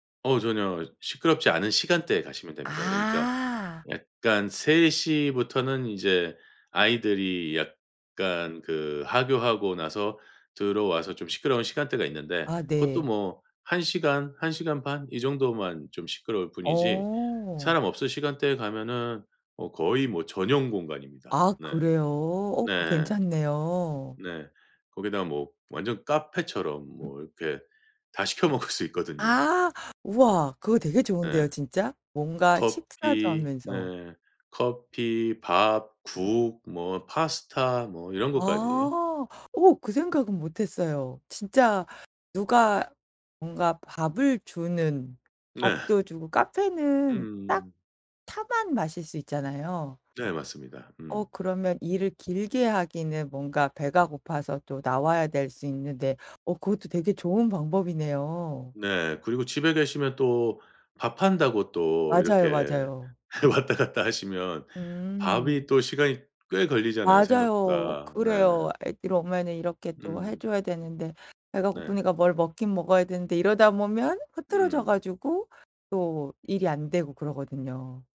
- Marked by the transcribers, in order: laughing while speaking: "먹을 수"; "차만" said as "타만"; laughing while speaking: "왔다 갔다"
- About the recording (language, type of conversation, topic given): Korean, advice, 왜 계속 산만해서 중요한 일에 집중하지 못하나요?